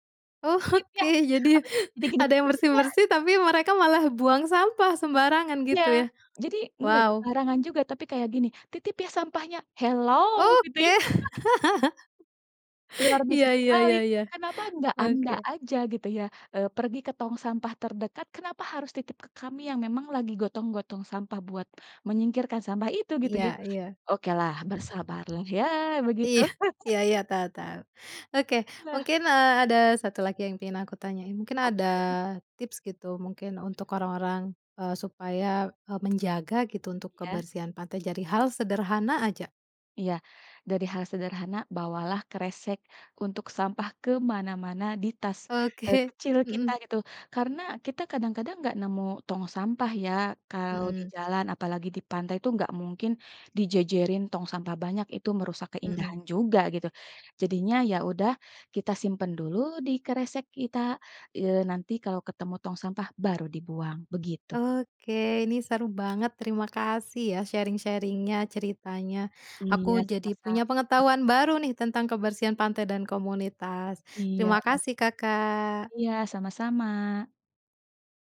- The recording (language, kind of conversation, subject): Indonesian, podcast, Kenapa penting menjaga kebersihan pantai?
- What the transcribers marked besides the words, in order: laughing while speaking: "Oh, oke, jadi"; tapping; chuckle; other background noise; laughing while speaking: "Iya"; chuckle; laughing while speaking: "Oke"; in English: "sharing-sharing-nya"